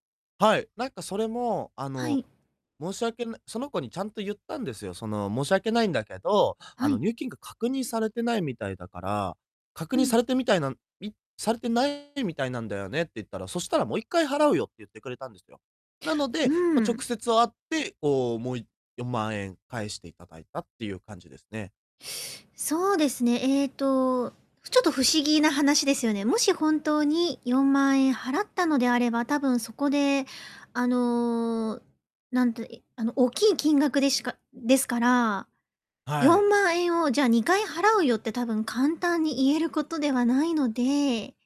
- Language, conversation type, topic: Japanese, advice, 友人に貸したお金を返してもらうには、どのように返済をお願いすればよいですか？
- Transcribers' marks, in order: distorted speech; static